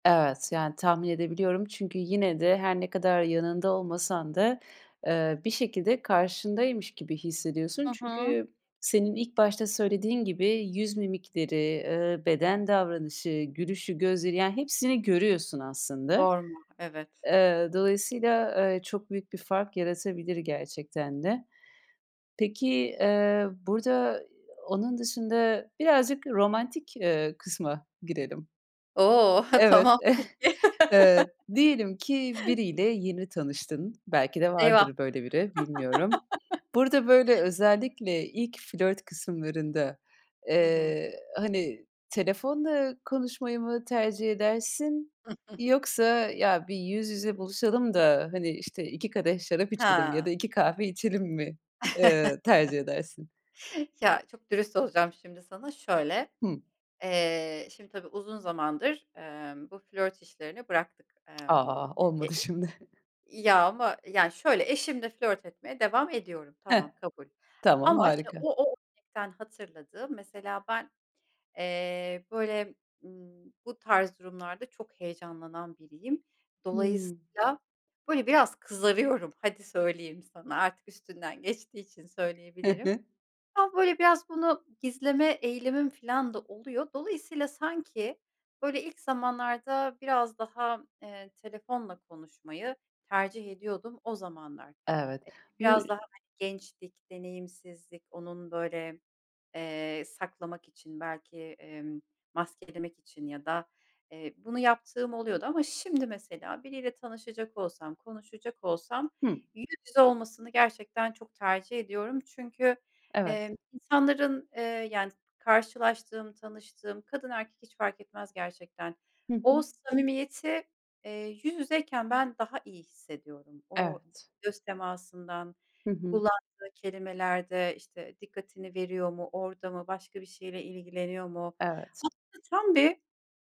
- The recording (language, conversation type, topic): Turkish, podcast, Telefonda dinlemekle yüz yüze dinlemek arasında ne fark var?
- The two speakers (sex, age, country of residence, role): female, 30-34, Netherlands, host; female, 40-44, Germany, guest
- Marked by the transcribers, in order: other background noise; unintelligible speech; chuckle; laughing while speaking: "Tamam, peki"; chuckle; chuckle; chuckle; tapping; chuckle; tsk; unintelligible speech